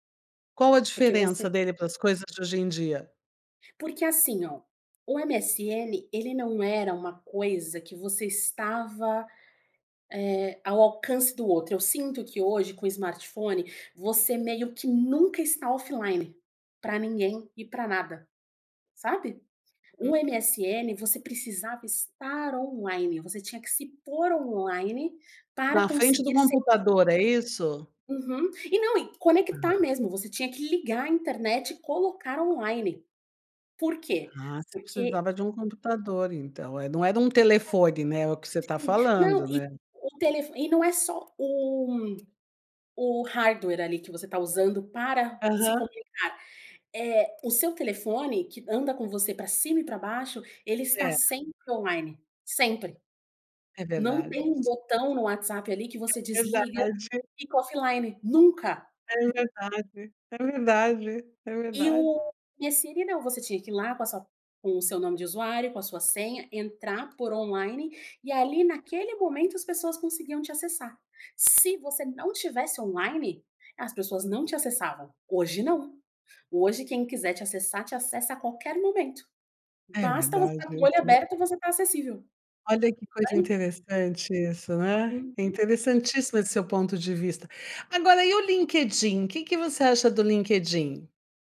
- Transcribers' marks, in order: other background noise
- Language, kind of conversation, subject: Portuguese, podcast, Como você equilibra a vida offline e o uso das redes sociais?